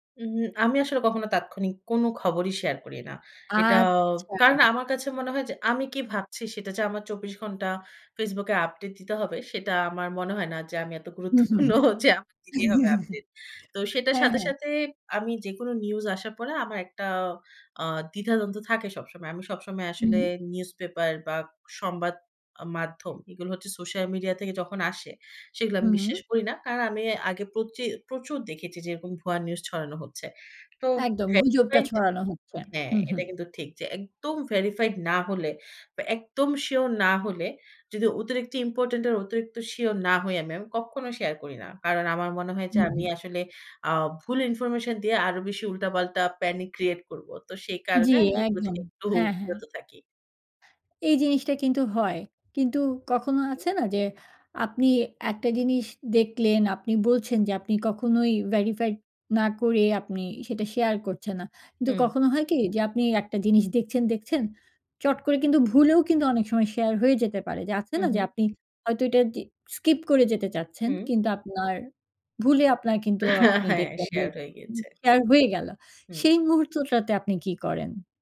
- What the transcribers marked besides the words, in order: drawn out: "এটা"; drawn out: "আচ্ছা"; laughing while speaking: "এত গুরুত্বপূর্ণ"; chuckle; tapping; in English: "verified"; in English: "panic create"; in English: "verified"; in English: "skip"; chuckle; other background noise
- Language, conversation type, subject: Bengali, podcast, ফেক নিউজ চিনতে তুমি কী কৌশল ব্যবহার করো?